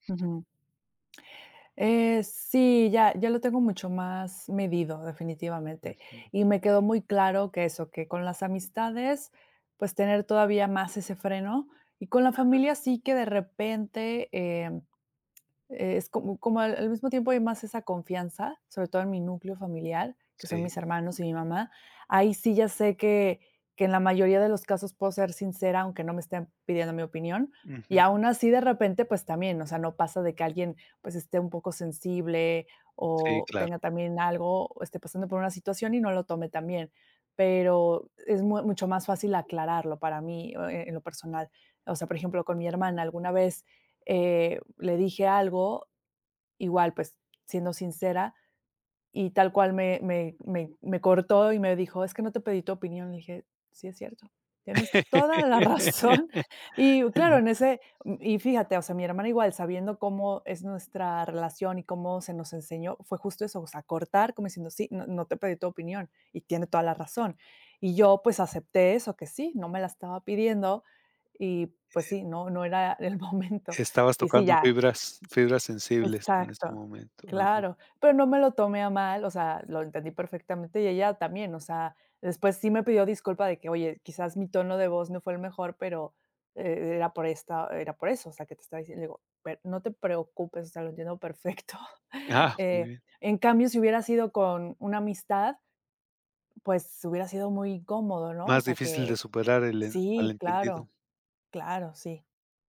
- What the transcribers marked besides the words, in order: other background noise; laugh; laughing while speaking: "la razón"; laughing while speaking: "el momento"; unintelligible speech; tapping; laughing while speaking: "perfecto"; other noise
- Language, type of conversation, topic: Spanish, podcast, Qué haces cuando alguien reacciona mal a tu sinceridad